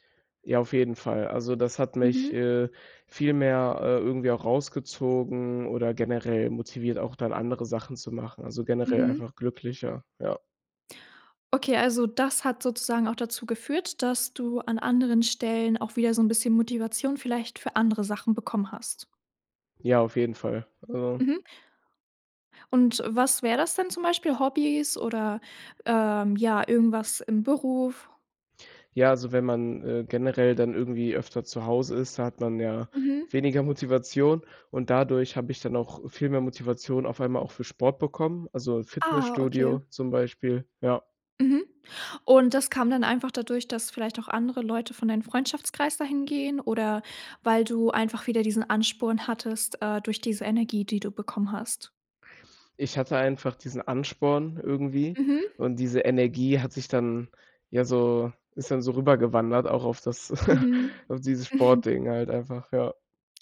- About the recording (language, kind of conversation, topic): German, podcast, Was tust du, wenn dir die Motivation fehlt?
- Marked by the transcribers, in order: laughing while speaking: "Motivation"; chuckle; laughing while speaking: "Mhm"